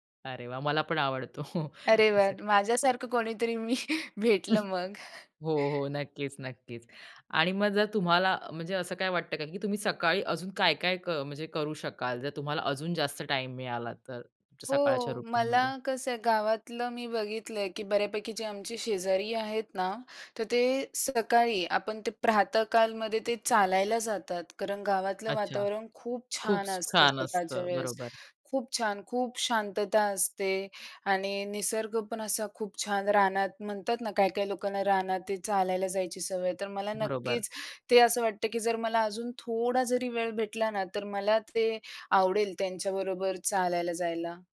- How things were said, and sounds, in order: laughing while speaking: "आवडतो"; joyful: "अरे वाह!"; chuckle; laughing while speaking: "मी"; chuckle; other background noise; in English: "रुटीनमध्ये?"
- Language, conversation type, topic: Marathi, podcast, तुमचा सकाळचा दिनक्रम कसा असतो?
- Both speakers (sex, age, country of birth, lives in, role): female, 30-34, India, India, host; female, 45-49, India, India, guest